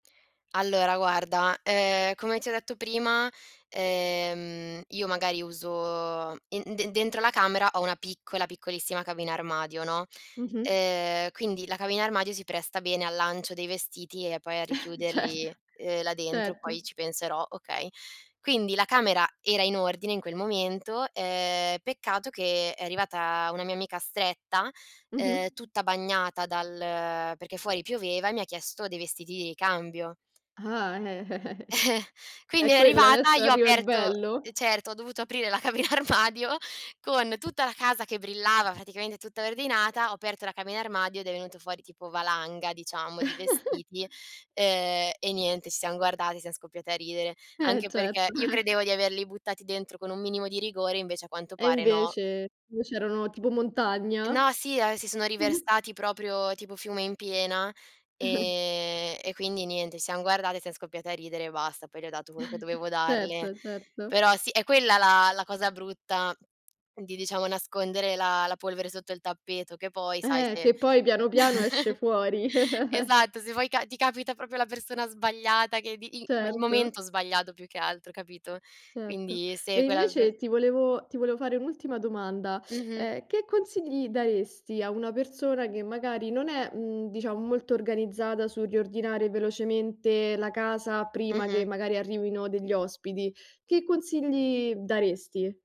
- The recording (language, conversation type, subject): Italian, podcast, Qual è la tua routine per riordinare velocemente prima che arrivino degli ospiti?
- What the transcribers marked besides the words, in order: other background noise; chuckle; tapping; laughing while speaking: "Eh!"; giggle; scoff; laughing while speaking: "cabina armadio"; chuckle; laughing while speaking: "Eh"; chuckle; chuckle; chuckle; chuckle; giggle